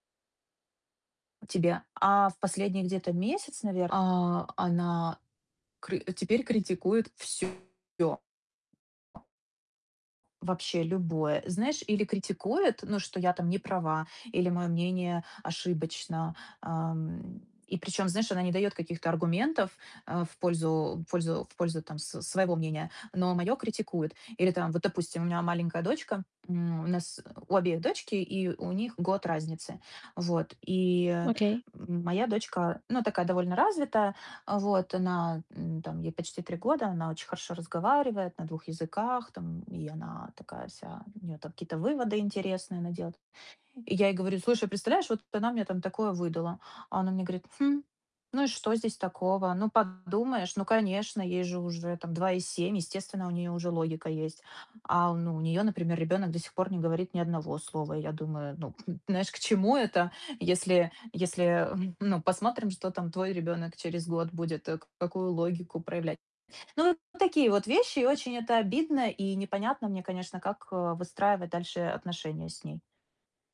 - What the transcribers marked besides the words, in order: distorted speech; tapping; chuckle
- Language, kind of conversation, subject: Russian, advice, Как перестать воспринимать критику слишком лично и болезненно?